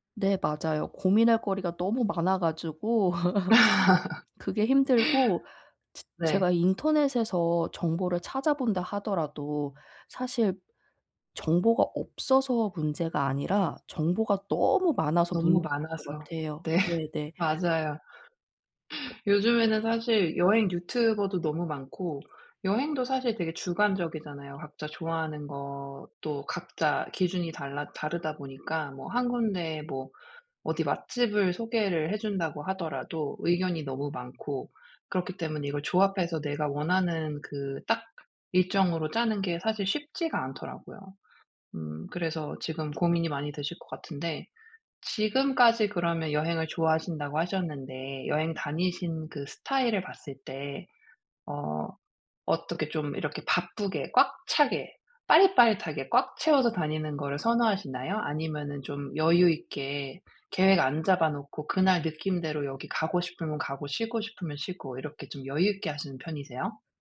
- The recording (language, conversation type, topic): Korean, advice, 중요한 결정을 내릴 때 결정 과정을 단순화해 스트레스를 줄이려면 어떻게 해야 하나요?
- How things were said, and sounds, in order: laugh; other background noise